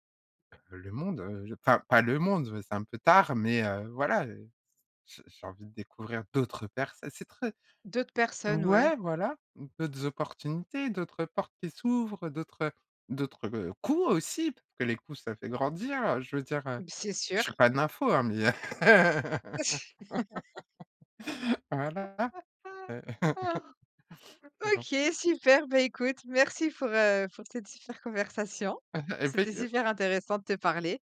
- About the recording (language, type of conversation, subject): French, podcast, Pouvez-vous raconter un moment où vous avez dû tout recommencer ?
- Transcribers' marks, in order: stressed: "coups"; chuckle; chuckle; laugh; other background noise; laugh; chuckle